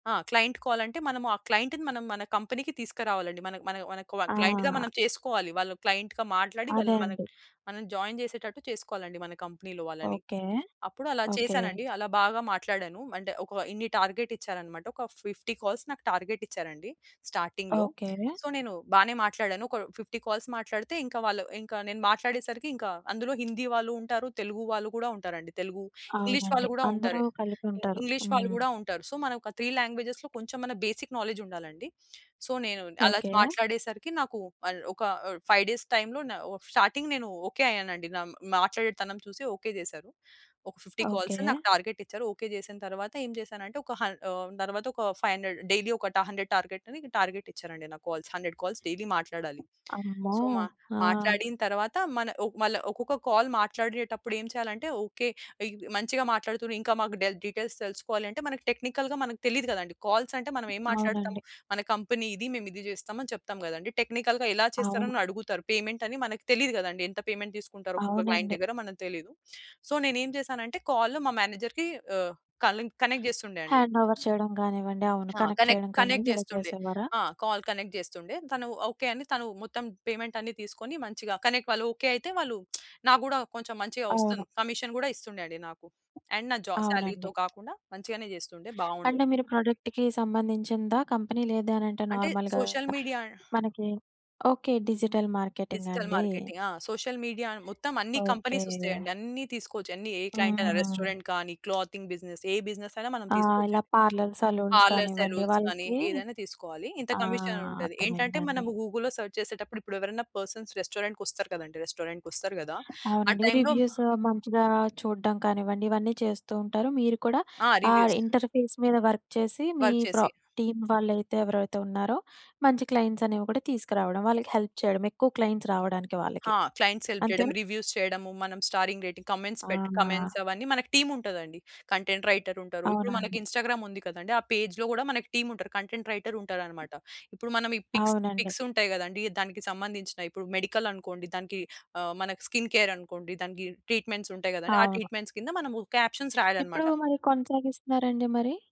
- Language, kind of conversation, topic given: Telugu, podcast, కెరీర్‌ను ఎంచుకోవడంలో మీ కుటుంబం మిమ్మల్ని ఎలా ప్రభావితం చేస్తుంది?
- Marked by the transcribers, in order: in English: "క్లయింట్"; in English: "క్లయింట్‌ని"; in English: "కంపెనీకి"; in English: "క్లయింట్‌గా"; in English: "క్లయింట్‌గా"; in English: "జాయిన్"; in English: "కంపెనీలో"; in English: "టార్గెట్"; in English: "ఫిఫ్టీ కాల్స్"; in English: "టార్గెట్"; in English: "స్టార్టింగ్‌లో. సో"; in English: "ఫిఫ్టీ కాల్స్"; in English: "సో"; in English: "త్రీ లాంగ్వేజెస్‌లో"; other background noise; in English: "బేసిక్ నాలెడ్జ్"; in English: "సో"; in English: "ఫైవ్ డేస్ టైం‌లో"; in English: "స్టార్టింగ్"; in English: "ఫిఫ్టీ కాల్స్"; in English: "టార్గెట్"; in English: "ఫైవ్ హండ్రెడ్ డైలీ"; in English: "హండ్రెడ్ టార్గెట్"; in English: "టార్గెట్"; in English: "కాల్స్. హండ్రెడ్ కాల్స్ డైలీ"; lip smack; in English: "సో"; in English: "కాల్"; in English: "డీటెయిల్స్"; in English: "టెక్నికల్‌గా"; in English: "కాల్స్"; in English: "కంపెనీ"; in English: "టెక్నికల్‌గా"; in English: "పేమెంట్"; in English: "పేమెంట్"; in English: "క్లయింట్"; in English: "సో"; in English: "కాల్"; in English: "మేనేజర్‌కి"; in English: "కనెక్ట్"; in English: "హ్యాండ్ ఓవర్"; in English: "కనెక్ట్"; in English: "కనెక్ కనెక్ట్"; in English: "కాల్ కనెక్ట్"; in English: "పేమెంట్"; lip smack; in English: "కమిషన్"; in English: "అండ్"; in English: "ప్రొడక్ట్‌కి"; in English: "కంపెనీ"; in English: "సోషల్ మీడియా"; in English: "నార్మల్‌గా"; in English: "డిజిటల్"; in English: "డిజిటల్ మార్కెటింగ్"; in English: "సోషల్ మీడియా"; in English: "కంపెనీస్"; in English: "క్లయింట్"; in English: "రెస్టారెంట్"; in English: "క్లాతింగ్ బిజినెస్"; in English: "బిజినెస్"; in English: "పార్లర్, సలూన్స్"; in English: "పార్లర్స్, సెలూన్స్"; in English: "కమిషన్"; in English: "గూగుల్‌లో సెర్చ్"; in English: "పర్సన్స్ రెస్టారెంట్‌కొస్తారు"; in English: "రెస్టారెంట్‌కొస్తారు"; in English: "టైమ్‌లో"; in English: "రివ్యూస్"; in English: "ఇంటర్ఫేస్"; in English: "రివ్యూస్"; in English: "వర్క్"; in English: "టీమ్"; in English: "వర్క్"; in English: "క్లయింట్స్"; in English: "హెల్ప్"; in English: "క్లయింట్స్"; in English: "క్లయింట్స్ హెల్ప్"; in English: "రివ్యూస్"; in English: "స్టారింగ్ రేటింగ్ కామెంట్స్"; in English: "కామెంట్స్"; in English: "టీమ్"; in English: "కంటెంట్ రైటర్"; in English: "ఇన్స్టాగ్రామ్"; in English: "పేజ్‌లో"; in English: "టీమ్"; in English: "కంటెంట్ రైటర్"; in English: "పిక్స్ పిక్స్"; in English: "మెడికల్"; in English: "స్కిన్ కేర్"; in English: "ట్రీట్మెంట్స్"; in English: "ట్రీట్మెంట్స్"; in English: "క్యాప్షన్స్"